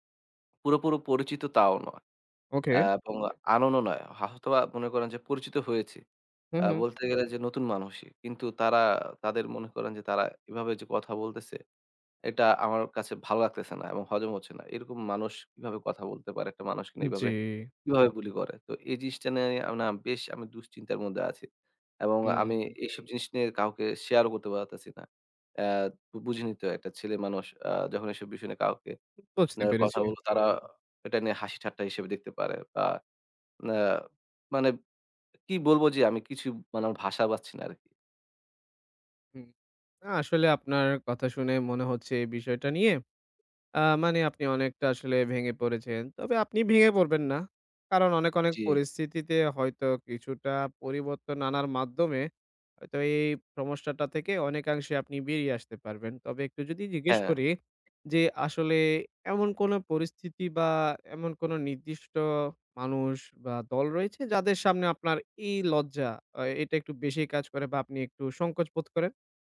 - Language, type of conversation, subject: Bengali, advice, জিমে লজ্জা বা অন্যদের বিচারে অস্বস্তি হয় কেন?
- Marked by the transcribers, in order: other background noise